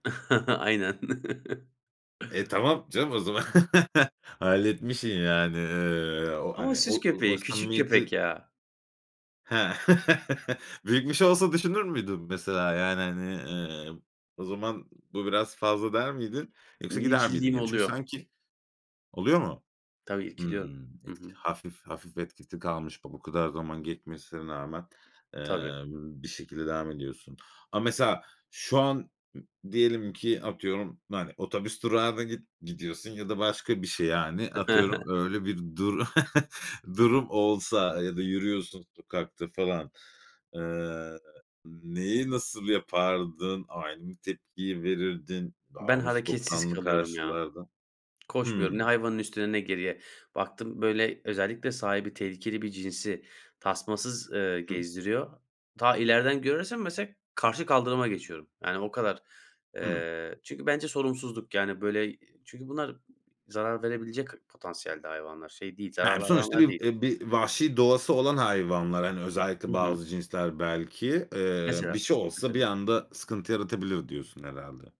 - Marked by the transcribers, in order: laughing while speaking: "Aynen"; other background noise; chuckle; chuckle; chuckle; chuckle
- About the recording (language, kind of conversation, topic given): Turkish, podcast, Zorlu bir korkuyu yendiğin anı anlatır mısın?